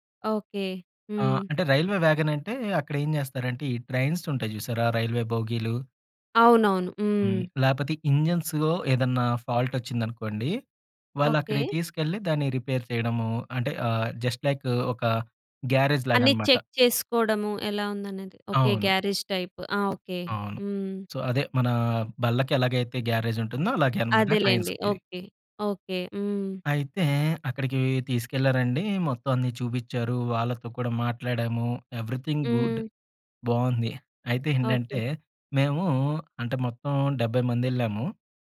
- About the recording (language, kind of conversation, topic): Telugu, podcast, ప్రయాణంలో తప్పిపోయి మళ్లీ దారి కనిపెట్టిన క్షణం మీకు ఎలా అనిపించింది?
- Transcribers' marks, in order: in English: "ట్రైన్స్"; in English: "ఇంజిన్స్‌లో"; in English: "ఫాల్ట్"; in English: "రిపేర్"; in English: "జస్ట్ లైక్"; in English: "గ్యారేజ్"; in English: "చెక్"; in English: "గ్యారేజ్ టైప్"; in English: "సో"; in English: "గ్యారేజ్"; in English: "ట్రైన్స్‌కిది"; in English: "ఎవరీథింగ్ గుడ్"